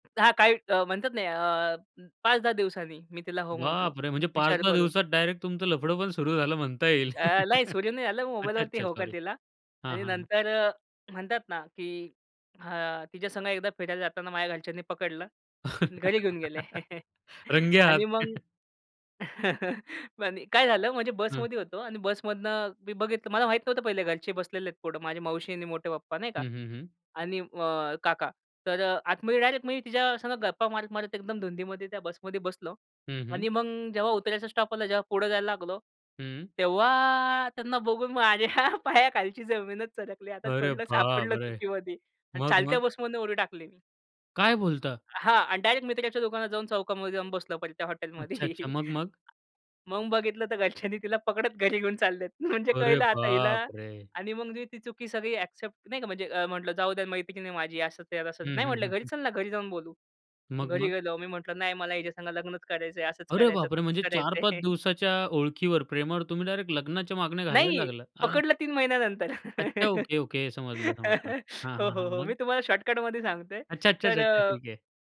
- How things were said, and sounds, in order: other background noise; surprised: "बापरे!"; chuckle; laugh; laughing while speaking: "रंगे हाथ"; chuckle; unintelligible speech; chuckle; drawn out: "तेव्हा"; laughing while speaking: "माझ्या पायाखालची जमीनच सरकली"; surprised: "अरे बापरे!"; surprised: "काय बोलता?"; chuckle; tapping; laughing while speaking: "घरच्यांनी तिला पकडत घरी घेऊन चाललेत"; surprised: "अरे बापरे!"; chuckle; laugh
- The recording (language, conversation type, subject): Marathi, podcast, चूक झाली तर त्यातून कशी शिकलात?